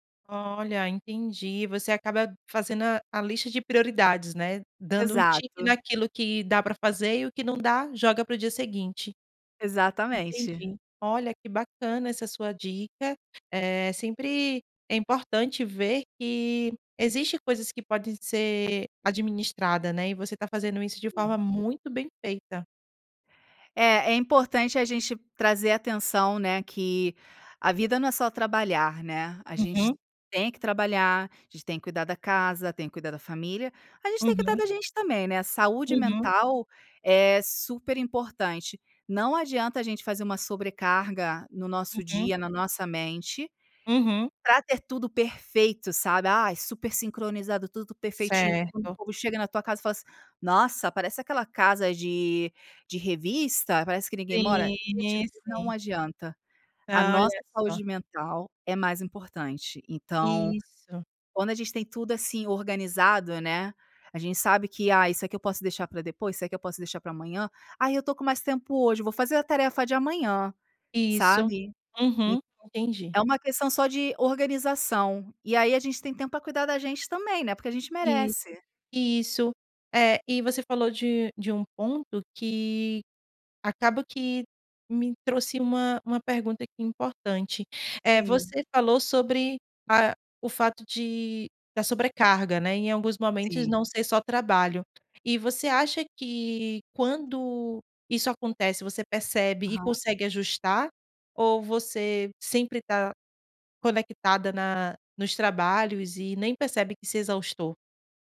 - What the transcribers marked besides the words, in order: none
- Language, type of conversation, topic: Portuguese, podcast, Como você integra o trabalho remoto à rotina doméstica?